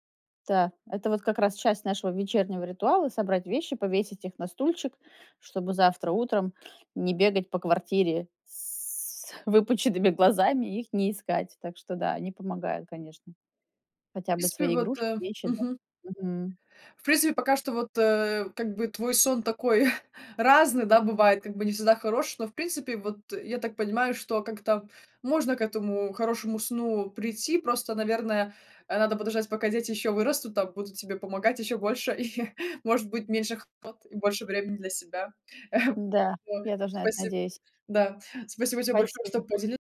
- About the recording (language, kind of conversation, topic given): Russian, podcast, Какой у тебя подход к хорошему ночному сну?
- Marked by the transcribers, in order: other noise; laughing while speaking: "выпученными глазами"; chuckle; chuckle; other background noise; chuckle; tapping